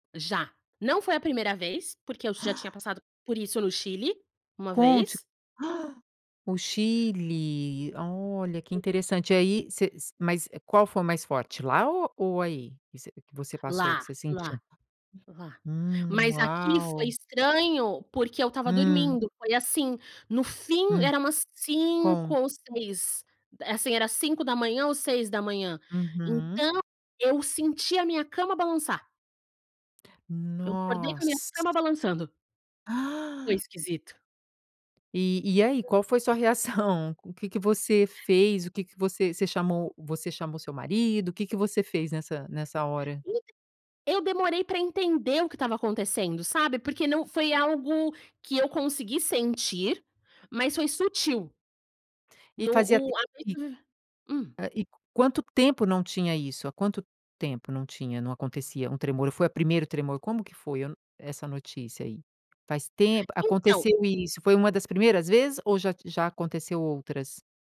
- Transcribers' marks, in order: gasp; drawn out: "Nossa"; gasp; tapping; other background noise; unintelligible speech; unintelligible speech
- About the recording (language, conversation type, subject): Portuguese, podcast, Que sinais de clima extremo você notou nas estações recentes?